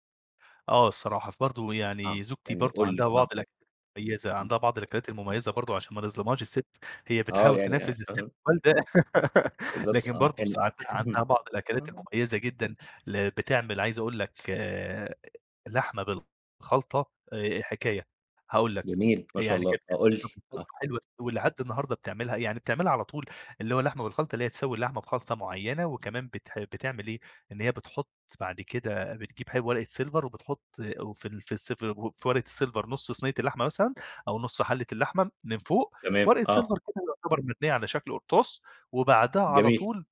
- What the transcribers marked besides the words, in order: tapping; other background noise; laugh; chuckle
- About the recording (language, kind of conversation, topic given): Arabic, podcast, إيه الأكلة اللي أول ما تشم ريحتها أو تدوقها بتفكّرك فورًا ببيتكم؟